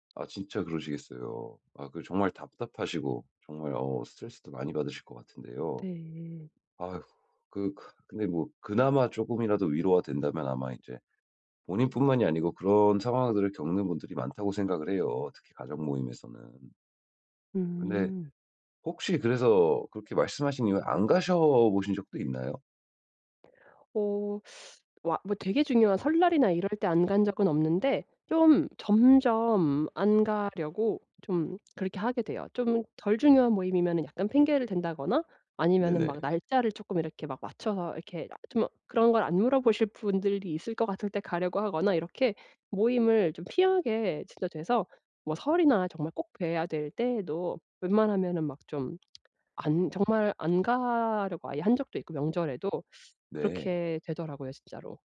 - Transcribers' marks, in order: tapping; other background noise
- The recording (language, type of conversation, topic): Korean, advice, 파티나 모임에서 불편한 대화를 피하면서 분위기를 즐겁게 유지하려면 어떻게 해야 하나요?